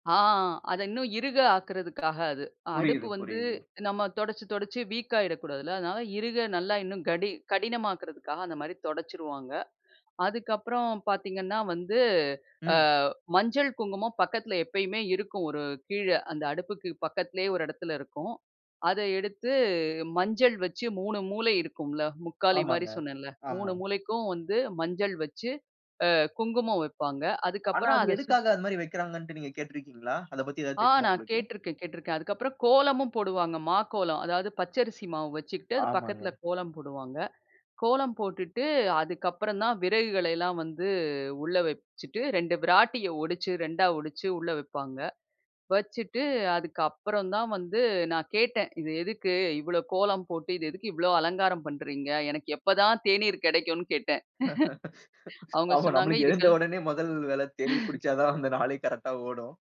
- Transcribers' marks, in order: other noise; laugh; chuckle; laugh
- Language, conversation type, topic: Tamil, podcast, சமையலைத் தொடங்குவதற்கு முன் உங்கள் வீட்டில் கடைப்பிடிக்கும் மரபு என்ன?